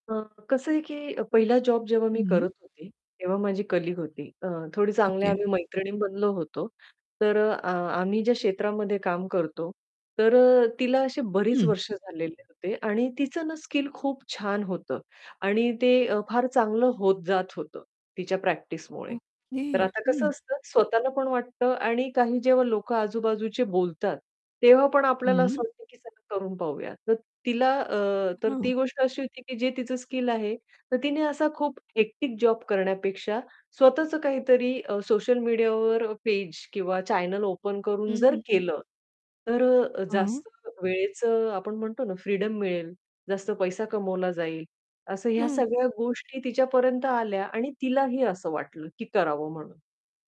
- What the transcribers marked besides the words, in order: distorted speech; in English: "कलीग"; tapping; in English: "हेक्टिक"; in English: "चॅनेल ओपन"
- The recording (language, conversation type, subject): Marathi, podcast, कंटेंट तयार करण्याचा दबाव मानसिक आरोग्यावर कसा परिणाम करतो?